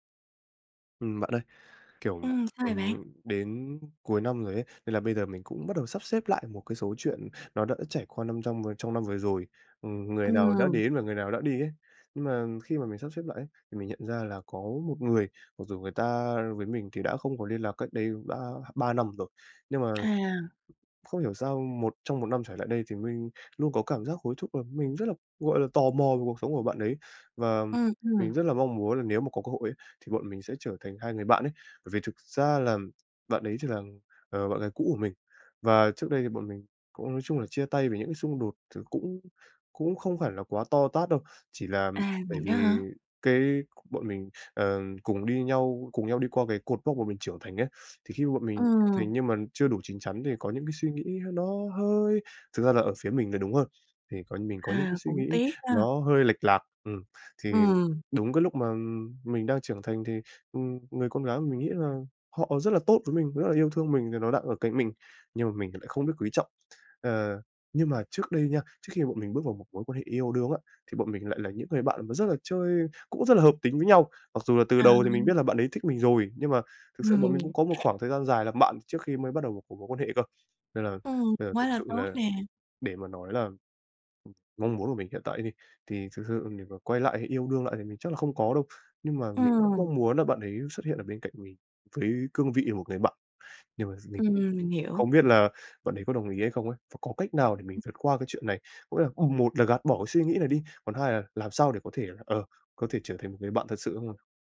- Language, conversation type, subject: Vietnamese, advice, Làm thế nào để duy trì tình bạn với người yêu cũ khi tôi vẫn cảm thấy lo lắng?
- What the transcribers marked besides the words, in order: tapping; other noise; other background noise